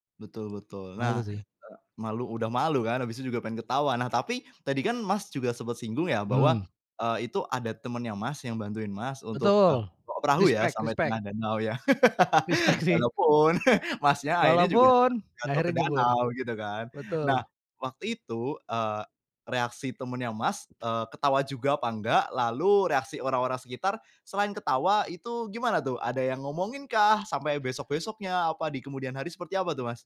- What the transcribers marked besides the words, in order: in English: "Respect respect"; laughing while speaking: "Respect sih"; in English: "Respect"; laugh; chuckle
- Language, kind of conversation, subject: Indonesian, podcast, Apa momen paling memalukan yang sekarang bisa kamu tertawakan?